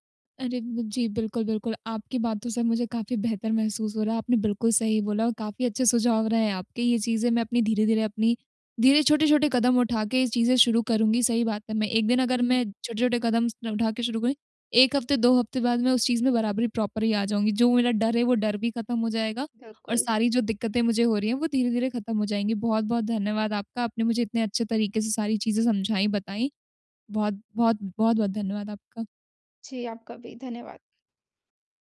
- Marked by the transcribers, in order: in English: "प्रॉपर"
- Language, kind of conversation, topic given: Hindi, advice, नया रूप या पहनावा अपनाने में मुझे डर क्यों लगता है?
- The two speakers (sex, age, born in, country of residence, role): female, 20-24, India, India, user; female, 45-49, India, India, advisor